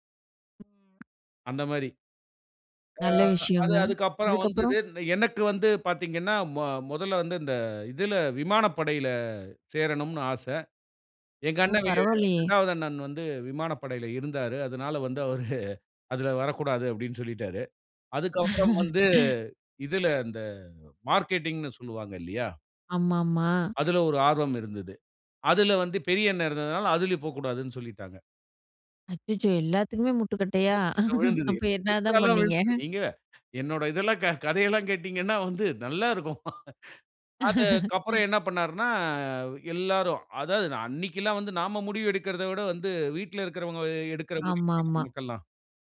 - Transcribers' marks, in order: other background noise; anticipating: "அதுக்கப்புறம்?"; surprised: "ஓ! பரவால்லயே!"; laughing while speaking: "அவரு அதில வரக்கூடாது"; laugh; in English: "மார்க்கெட்டிங்ன்னு"; laugh; laughing while speaking: "அப்போ என்னதான் பண்ணீங்க?"; unintelligible speech; chuckle; laugh
- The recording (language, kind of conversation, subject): Tamil, podcast, உங்களுக்குப் பிடித்த ஆர்வப்பணி எது, அதைப் பற்றி சொல்லுவீர்களா?